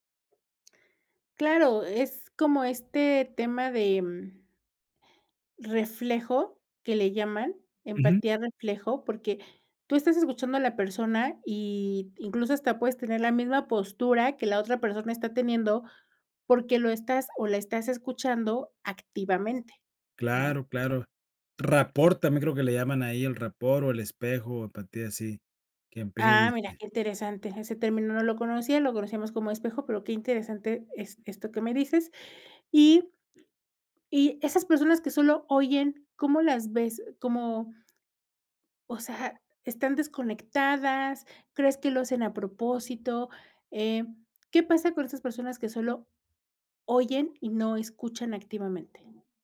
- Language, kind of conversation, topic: Spanish, podcast, ¿Cómo usar la escucha activa para fortalecer la confianza?
- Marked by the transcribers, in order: tapping; unintelligible speech